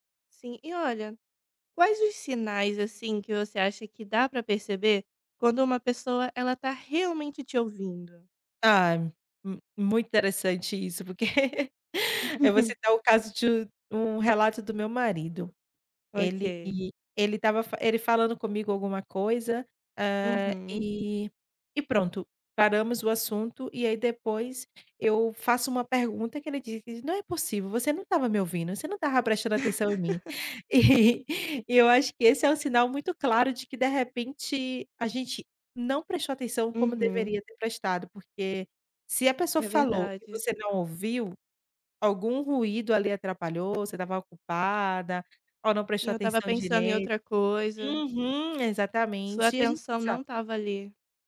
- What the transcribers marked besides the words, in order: in English: "Time"; laughing while speaking: "porque"; chuckle; laugh; laughing while speaking: "E"; unintelligible speech
- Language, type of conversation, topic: Portuguese, podcast, O que torna alguém um bom ouvinte?